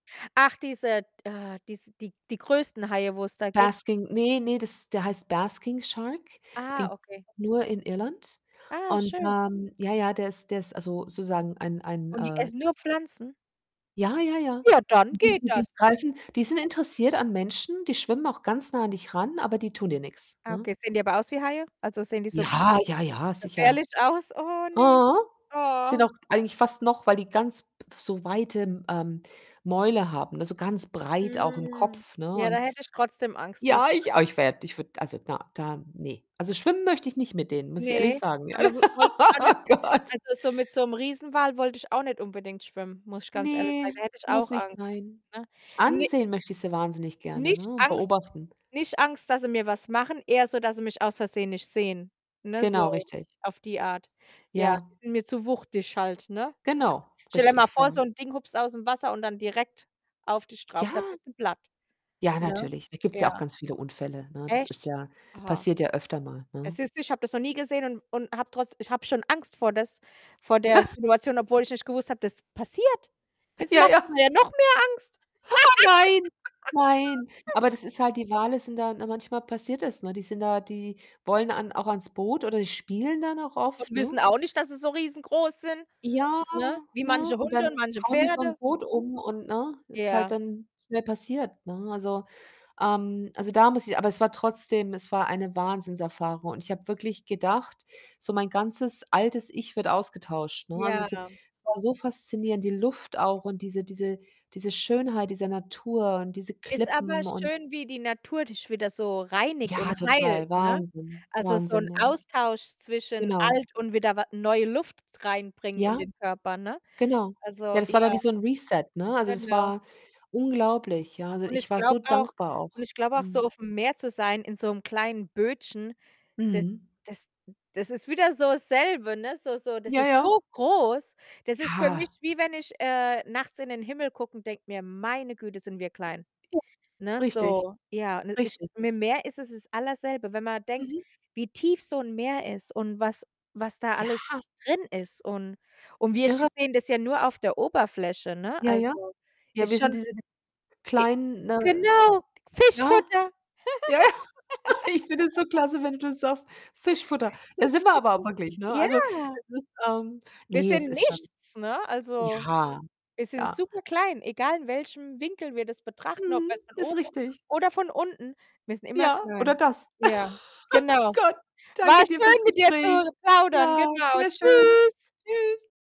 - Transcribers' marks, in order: in English: "Basking"; in English: "Basking Shark"; distorted speech; other background noise; giggle; drawn out: "Hm"; laugh; laughing while speaking: "Oh, Gott"; snort; laughing while speaking: "Ja, ja"; laughing while speaking: "Oh, nein"; laugh; drawn out: "Ja"; put-on voice: "Reset"; stressed: "so"; tapping; laughing while speaking: "Ja, ja"; laugh; joyful: "Fischfutter"; stressed: "nichts"; laugh; laughing while speaking: "Oh Gott"; joyful: "danke dir fürs Gespräch. Ja, sehr schön. Tschüss"
- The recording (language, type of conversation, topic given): German, unstructured, Wie beeinflusst die Natur deine Stimmung?